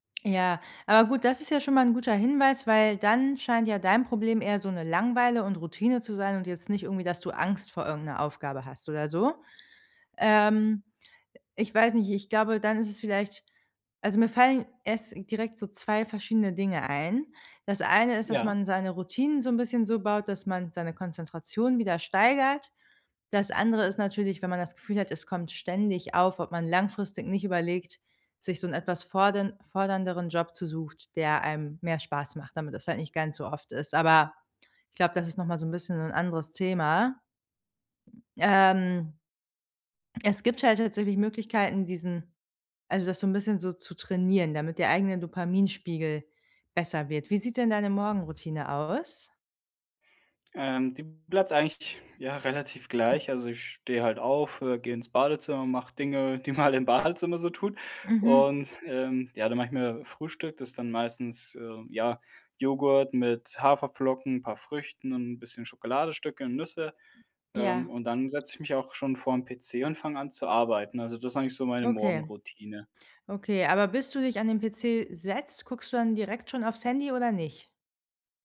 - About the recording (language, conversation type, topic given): German, advice, Wie raubt dir ständiges Multitasking Produktivität und innere Ruhe?
- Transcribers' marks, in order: other background noise; other noise